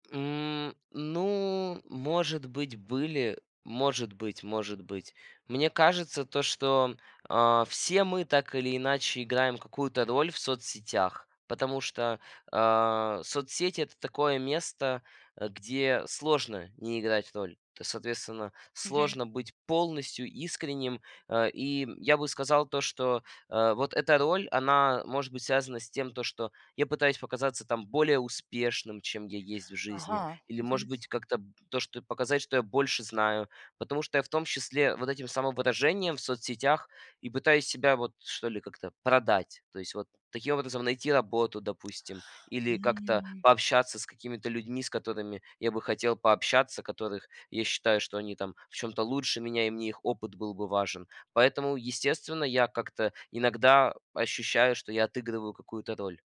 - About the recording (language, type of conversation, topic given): Russian, podcast, Как социальные сети изменили то, как вы показываете себя?
- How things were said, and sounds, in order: none